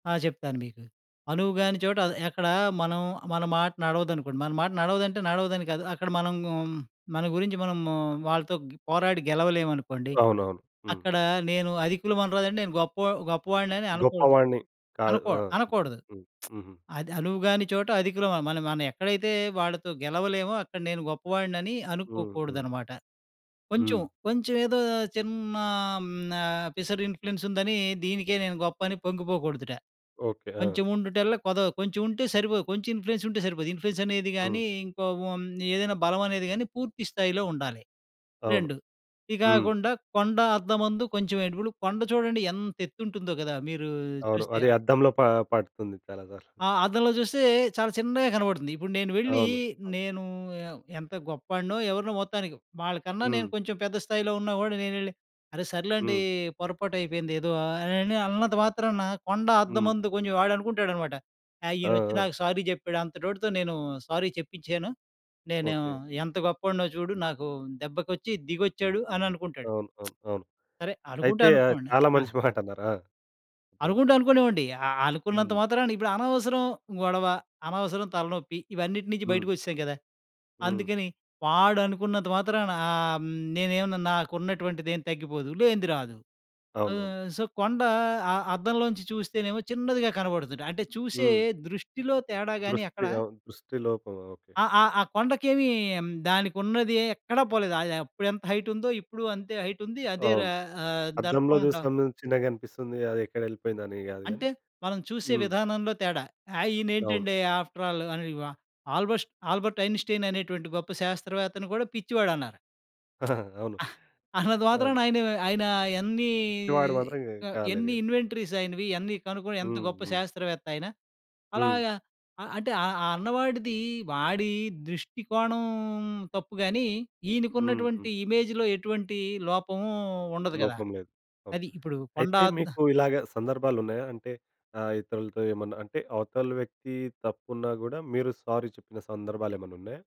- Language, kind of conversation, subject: Telugu, podcast, నమ్మకాన్ని తిరిగి పొందాలంటే క్షమాపణ చెప్పడం ఎంత ముఖ్యము?
- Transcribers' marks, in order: lip smack; in English: "సారీ"; in English: "సారీ"; other background noise; in English: "సో"; tapping; in English: "ఆఫ్‌ట్రల్"; laughing while speaking: "ఆ!"; laughing while speaking: "అన్నంతా మాత్రాన"; in English: "ఇమేజ్‌లో"; in English: "సారీ"